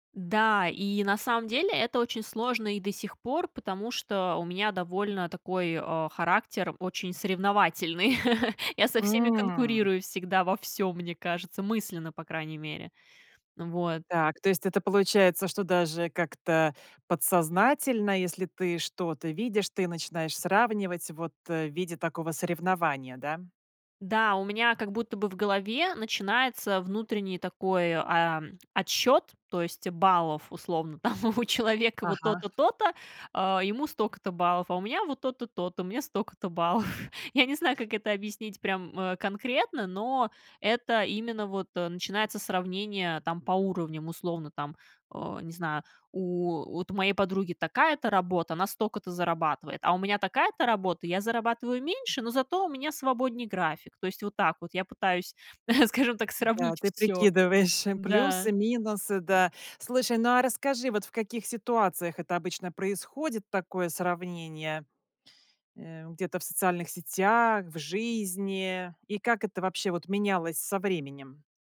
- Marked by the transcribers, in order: chuckle; laughing while speaking: "у человека"; other background noise; laughing while speaking: "баллов"; chuckle
- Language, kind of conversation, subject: Russian, podcast, Какие приёмы помогли тебе не сравнивать себя с другими?